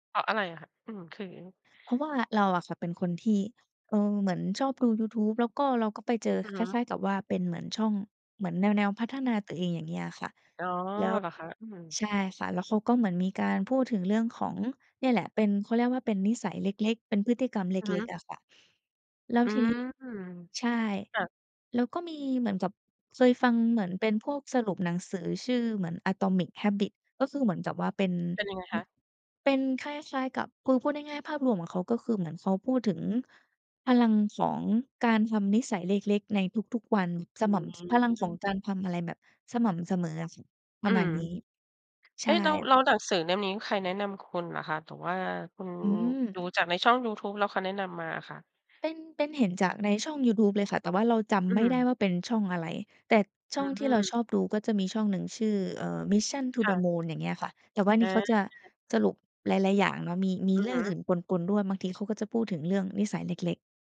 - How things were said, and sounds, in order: other background noise; tapping
- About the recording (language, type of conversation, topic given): Thai, podcast, การเปลี่ยนพฤติกรรมเล็กๆ ของคนมีผลจริงไหม?